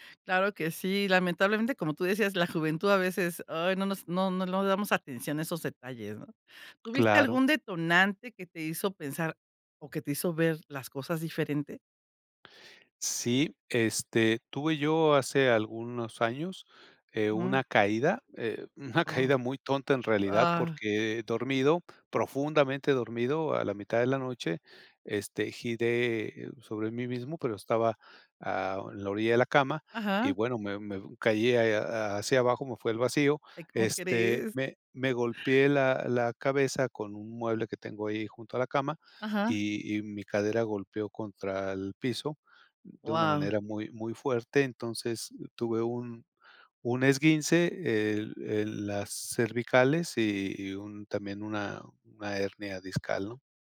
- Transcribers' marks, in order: other background noise; chuckle
- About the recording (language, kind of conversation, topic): Spanish, podcast, ¿Cómo decides qué hábito merece tu tiempo y esfuerzo?